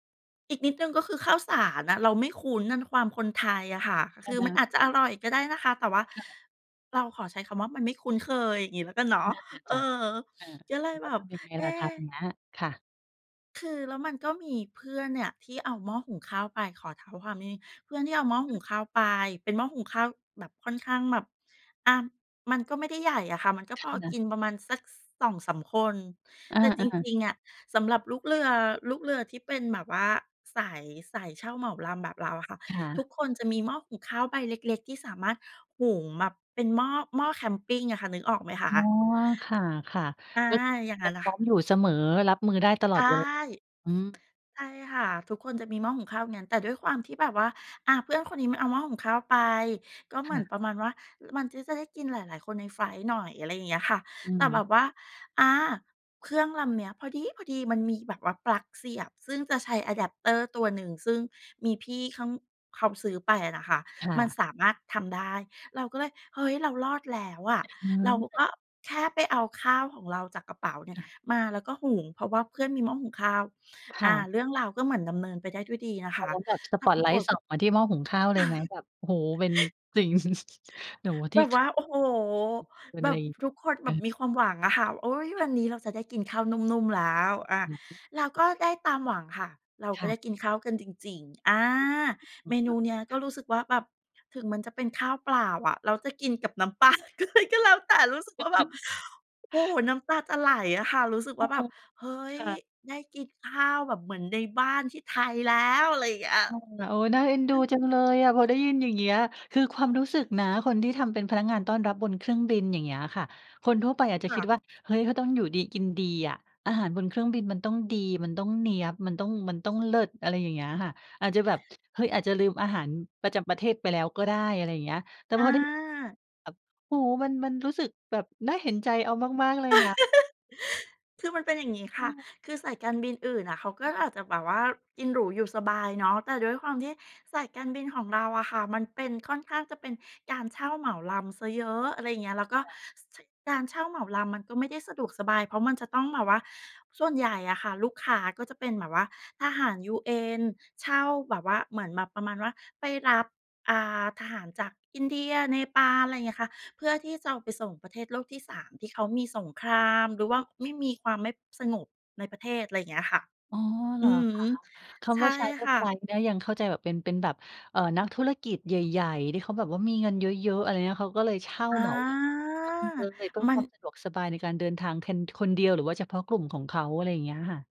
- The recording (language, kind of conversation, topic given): Thai, podcast, อาหารจานไหนที่ทำให้คุณรู้สึกเหมือนได้กลับบ้านมากที่สุด?
- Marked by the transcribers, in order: other background noise; in English: "อะแด็ปเตอร์"; chuckle; laughing while speaking: "จริง"; chuckle; laughing while speaking: "ปลาเลยก็แล้วแต่ รู้สึกว่าแบบ"; chuckle; other noise; giggle; in English: "Charter Flight"; drawn out: "อา"; unintelligible speech